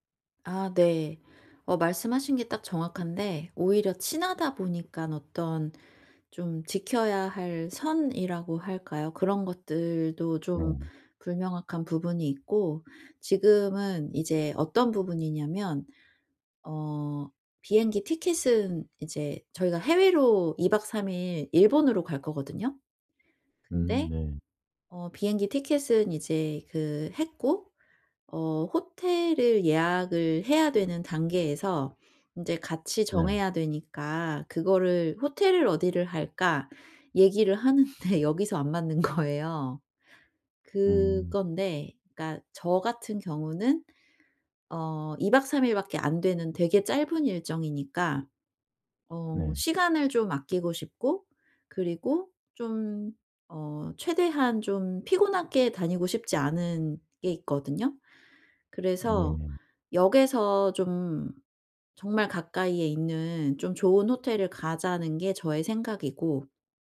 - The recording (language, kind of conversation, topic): Korean, advice, 여행 예산을 정하고 예상 비용을 지키는 방법
- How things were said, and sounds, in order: laughing while speaking: "하는데"; laughing while speaking: "거예요"